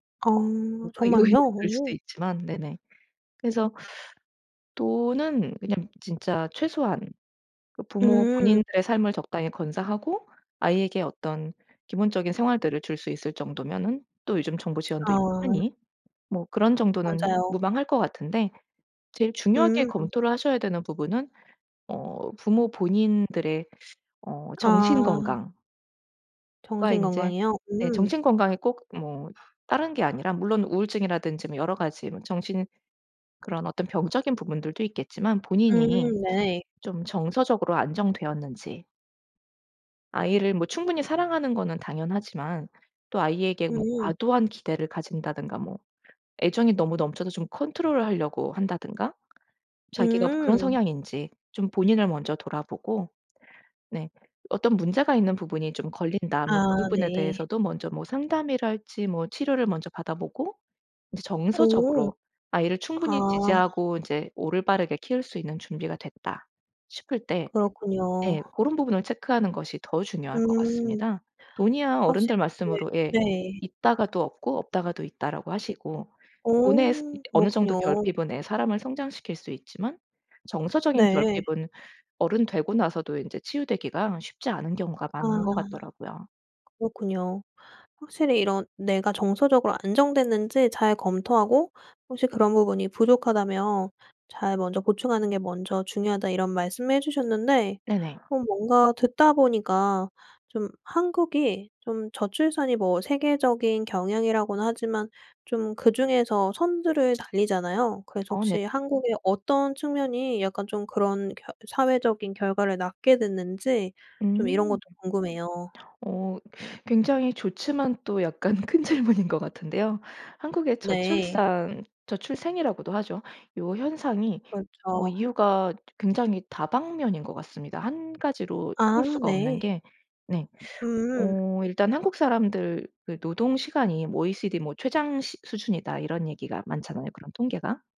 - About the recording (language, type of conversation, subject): Korean, podcast, 아이를 가질지 말지 고민할 때 어떤 요인이 가장 결정적이라고 생각하시나요?
- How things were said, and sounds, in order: laughing while speaking: "이후에는"; other background noise; tapping; laughing while speaking: "큰 질문인"